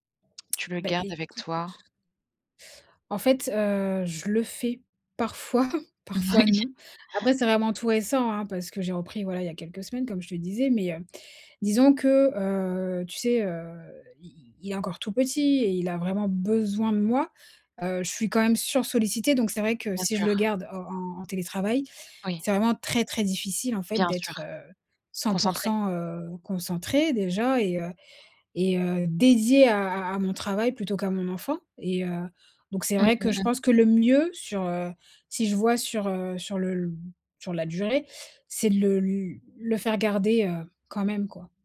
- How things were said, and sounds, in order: laughing while speaking: "parfois"; laughing while speaking: "Moui"
- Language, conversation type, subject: French, advice, Comment s’est passé votre retour au travail après un congé maladie ou parental, et ressentez-vous un sentiment d’inadéquation ?